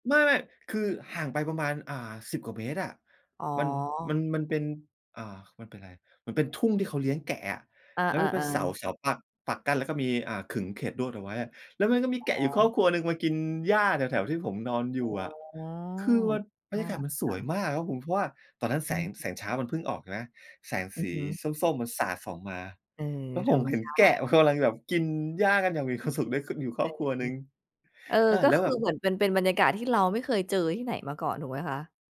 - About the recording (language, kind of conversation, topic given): Thai, podcast, ประสบการณ์การเดินทางครั้งไหนที่เปลี่ยนมุมมองชีวิตของคุณมากที่สุด?
- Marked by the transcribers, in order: drawn out: "อ๋อ"